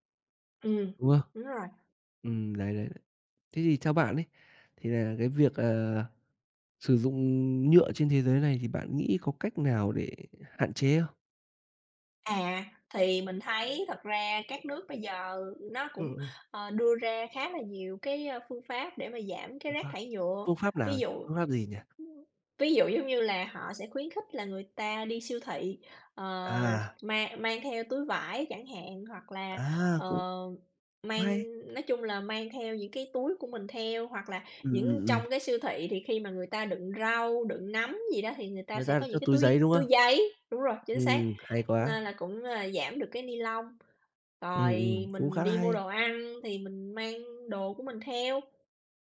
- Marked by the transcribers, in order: tapping; other background noise
- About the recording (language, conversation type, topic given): Vietnamese, unstructured, Chúng ta nên làm gì để giảm rác thải nhựa hằng ngày?